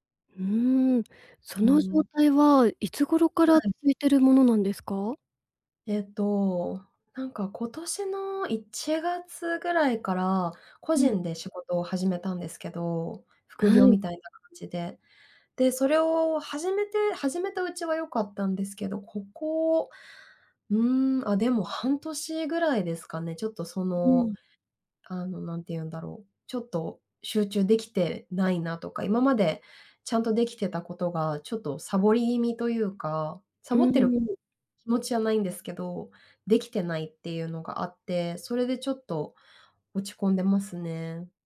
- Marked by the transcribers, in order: none
- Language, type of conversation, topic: Japanese, advice, 燃え尽き感が強くて仕事や日常に集中できないとき、どうすれば改善できますか？